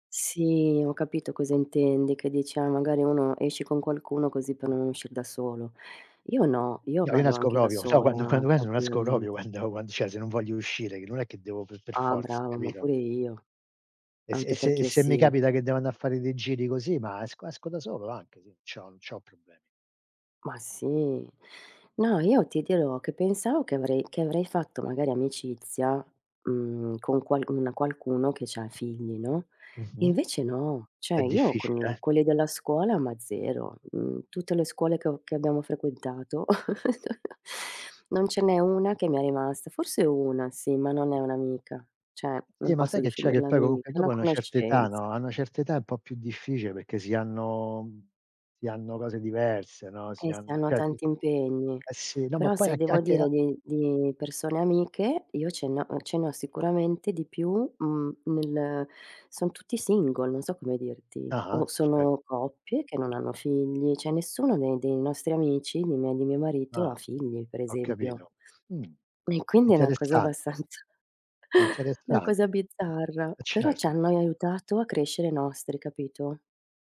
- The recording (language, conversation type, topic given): Italian, unstructured, Come definiresti un’amicizia vera?
- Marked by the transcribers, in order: "non esco" said as "nesco"; "proprio" said as "propio"; unintelligible speech; "proprio" said as "propio"; "cioè" said as "cie"; "andare" said as "anda"; "Cioè" said as "ciue"; chuckle; "cioè" said as "cie"; other background noise; unintelligible speech; "certo" said as "cer"; "cioè" said as "cie"; chuckle